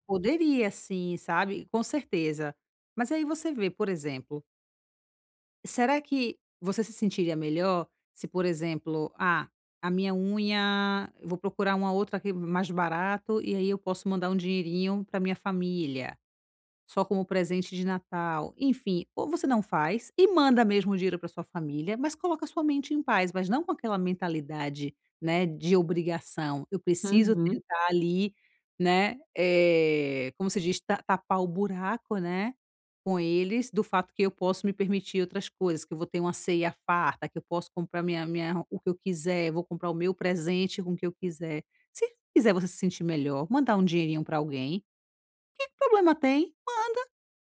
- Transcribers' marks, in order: none
- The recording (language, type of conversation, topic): Portuguese, advice, Como posso lidar com minhas crenças limitantes e mudar meu diálogo interno?